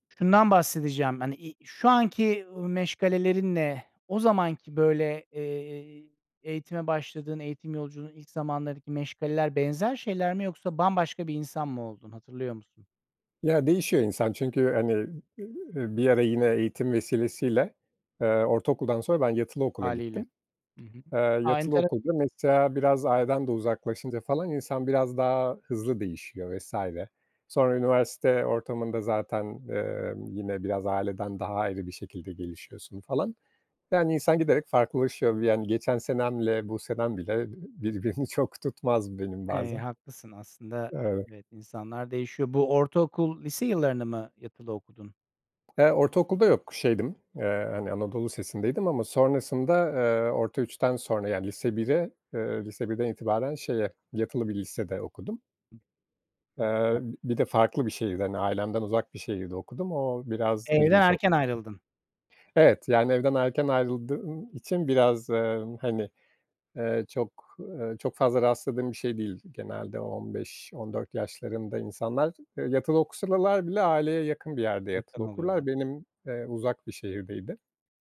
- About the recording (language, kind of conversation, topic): Turkish, podcast, Eğitim yolculuğun nasıl başladı, anlatır mısın?
- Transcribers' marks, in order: laughing while speaking: "birbirini"; tapping; other background noise